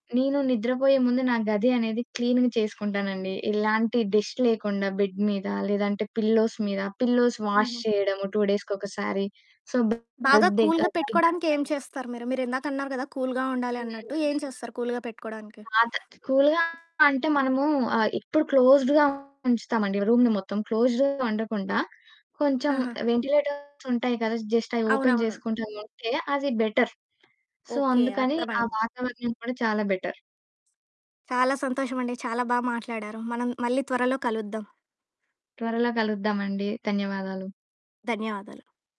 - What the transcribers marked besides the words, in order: static; in English: "క్లీన్‌గ"; in English: "డస్ట్"; in English: "బెడ్"; in English: "పిల్లోస్"; in English: "పిల్లోస్ వాష్"; in English: "టూ డేస్‌కి"; in English: "కూల్‌గా"; in English: "సో"; unintelligible speech; in English: "కూల్‌గా"; in English: "కూల్‌గా"; distorted speech; in English: "కూల్‌గా"; tapping; in English: "క్లోజ్డ్‌గా"; in English: "రూమ్‌ని"; in English: "క్లోజ్డ్‌గా"; in English: "వెంటిలేటర్స్"; in English: "జస్ట్"; in English: "ఓపెన్"; in English: "బెటర్. సో"; in English: "బెటర్"
- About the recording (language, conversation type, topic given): Telugu, podcast, మంచి నిద్ర కోసం మీ రాత్రి దినచర్యలో మీరు ఏమేమి పాటిస్తారు?